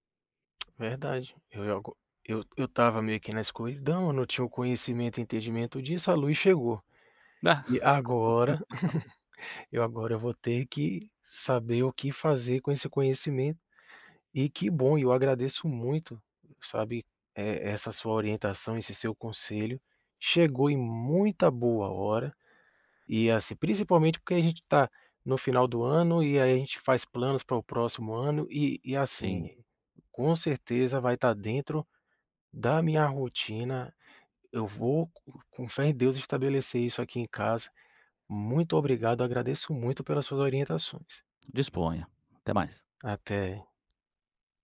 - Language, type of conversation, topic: Portuguese, advice, Como posso manter um horário de sono regular?
- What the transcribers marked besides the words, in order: tapping; laugh; chuckle